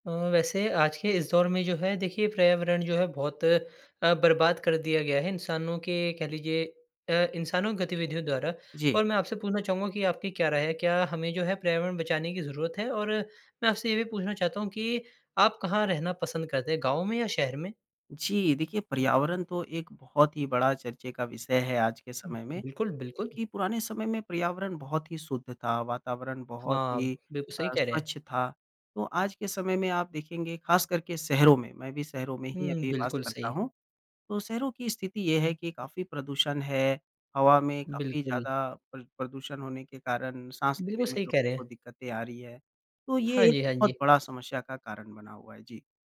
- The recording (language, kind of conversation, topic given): Hindi, podcast, पर्यावरण बचाने के लिए आप कौन-से छोटे कदम सुझाएंगे?
- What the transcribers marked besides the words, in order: other noise